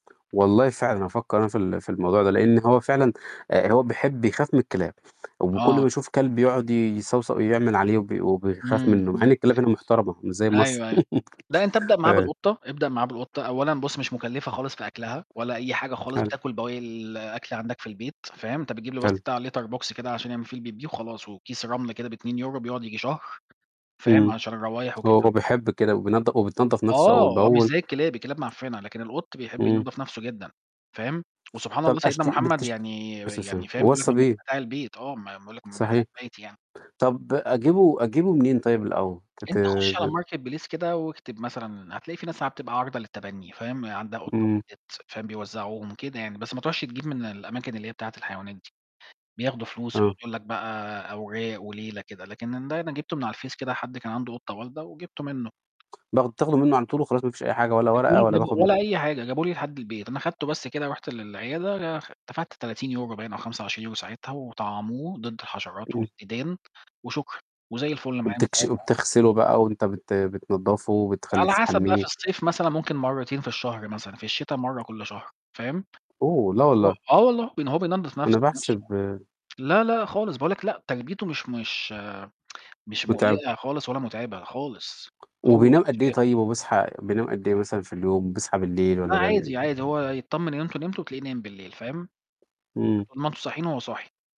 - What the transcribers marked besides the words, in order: tapping; chuckle; in English: "Litter Box"; distorted speech; stressed: "آه"; other noise; in English: "marketplace"; "تحمِّيه" said as "تسحميه"; tsk; unintelligible speech
- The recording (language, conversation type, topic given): Arabic, unstructured, إيه النصيحة اللي تديها لحد عايز يربي حيوان أليف لأول مرة؟